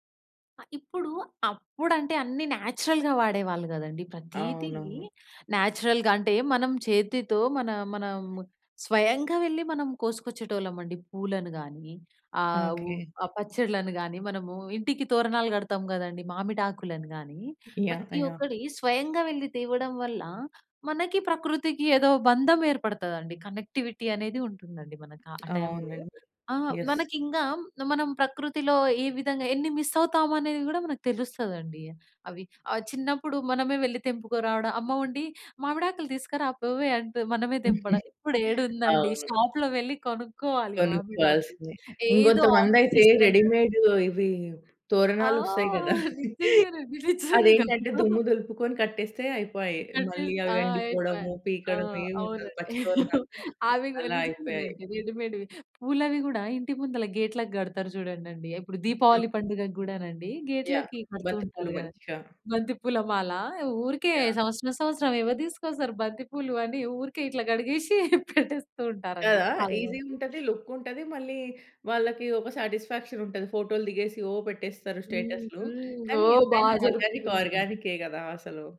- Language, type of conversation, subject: Telugu, podcast, మన పండుగలు ఋతువులతో ఎలా ముడిపడి ఉంటాయనిపిస్తుంది?
- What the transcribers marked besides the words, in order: in English: "నేచురల్‌గా"; in English: "నేచురల్‌గా"; in English: "కనెక్టివిటీ"; in English: "టైమ్‌లో"; in English: "యెస్"; in English: "మిస్"; giggle; in English: "షాప్‌లో"; in English: "ఆర్టిఫిషియల్"; in English: "రెడీమేడ్"; drawn out: "ఆ!"; laughing while speaking: "నిజంగానండి నిజంగా"; chuckle; chuckle; in English: "రెడిమేడ్‌వి"; other noise; laughing while speaking: "పెట్టేస్తూ ఉంటారండి చాలా మంది"; in English: "ఈసీ‌గా"; in English: "లుక్"; in English: "సాటిస్ఫాక్షన్"; in English: "ఆర్గానిక్"